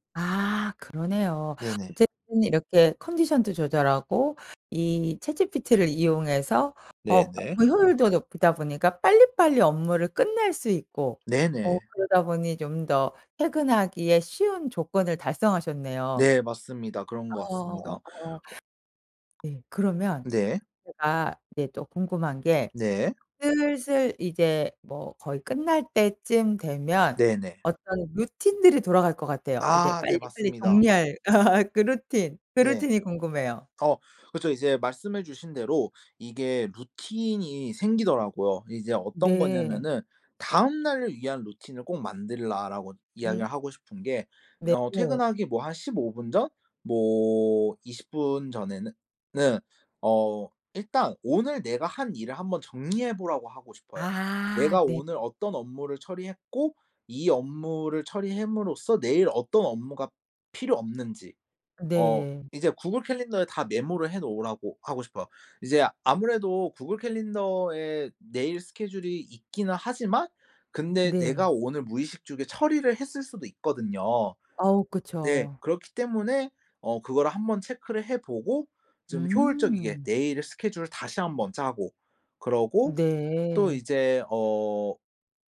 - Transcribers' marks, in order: other background noise; background speech; inhale; other noise; laugh; tapping; "처리함으로써" said as "처리햄으로써"
- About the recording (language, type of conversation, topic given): Korean, podcast, 칼퇴근을 지키려면 어떤 습관이 필요할까요?